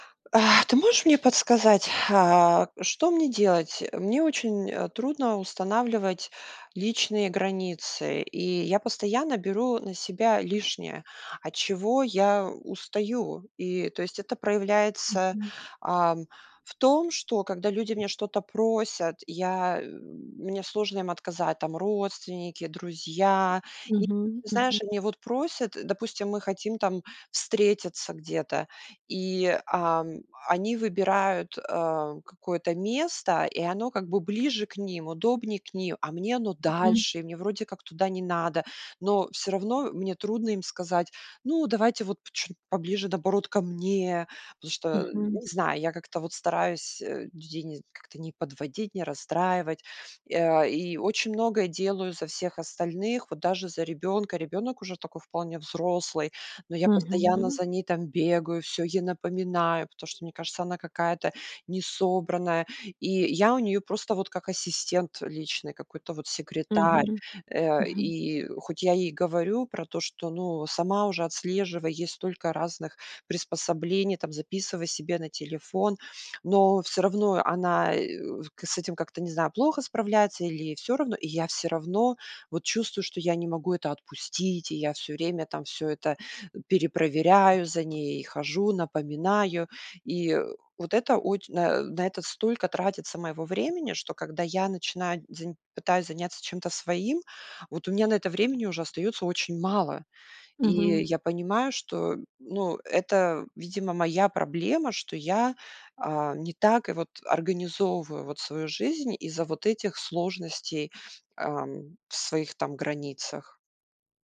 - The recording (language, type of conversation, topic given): Russian, advice, Как мне научиться устанавливать личные границы и перестать брать на себя лишнее?
- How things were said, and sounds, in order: other background noise